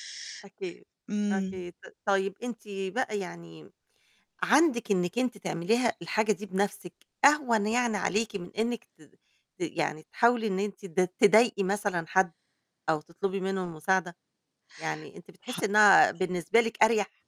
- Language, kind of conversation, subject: Arabic, podcast, بتحس إن فيه وصمة لما تطلب مساعدة؟ ليه؟
- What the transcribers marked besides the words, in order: none